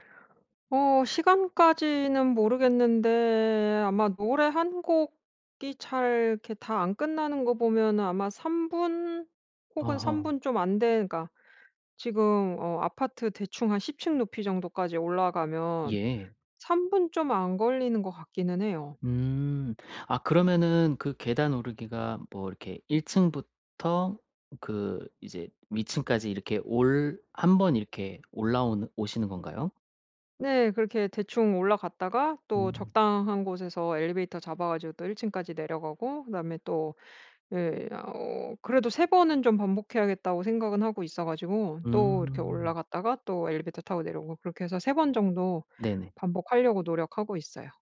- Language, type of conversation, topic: Korean, advice, 지속 가능한 자기관리 습관을 만들고 동기를 꾸준히 유지하려면 어떻게 해야 하나요?
- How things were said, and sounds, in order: other background noise